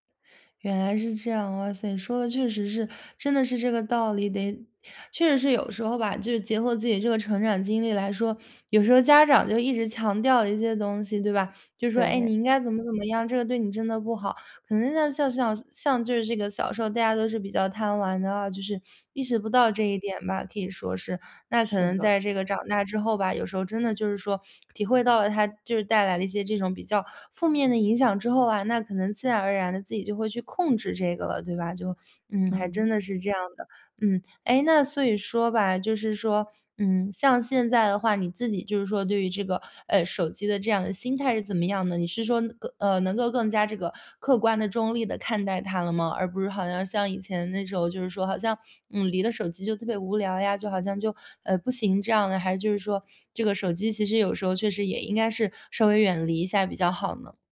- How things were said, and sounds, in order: none
- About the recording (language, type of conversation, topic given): Chinese, podcast, 你会用哪些方法来对抗手机带来的分心？